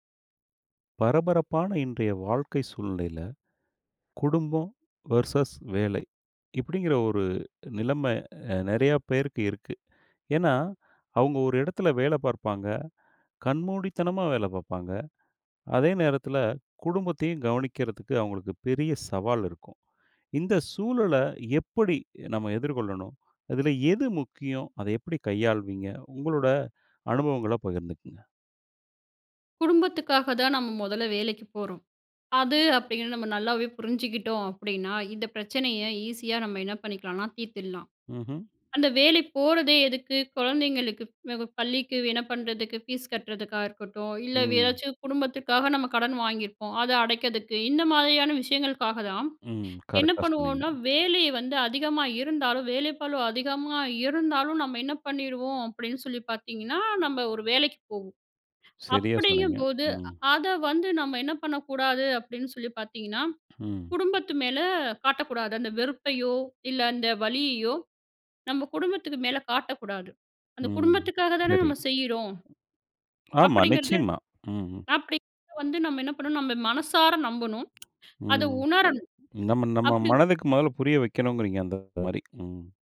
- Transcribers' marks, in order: in English: "வெர்சஸ்"; inhale; other noise; inhale
- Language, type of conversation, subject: Tamil, podcast, குடும்பமும் வேலையும்—நீங்கள் எதற்கு முன்னுரிமை கொடுக்கிறீர்கள்?